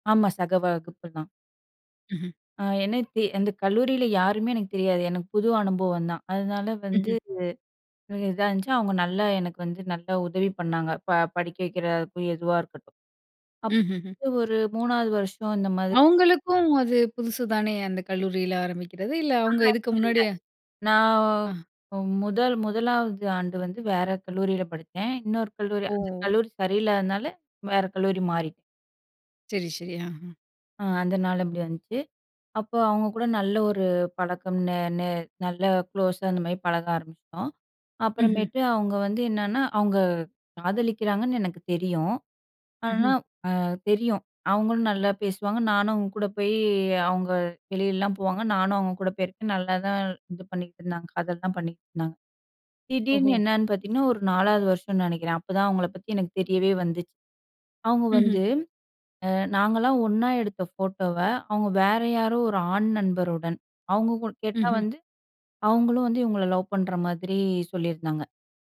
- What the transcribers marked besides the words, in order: "எனக்கு" said as "எனத்து"; other noise
- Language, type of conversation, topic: Tamil, podcast, நம்பிக்கை குலைந்த நட்பை மீண்டும் எப்படி மீட்டெடுக்கலாம்?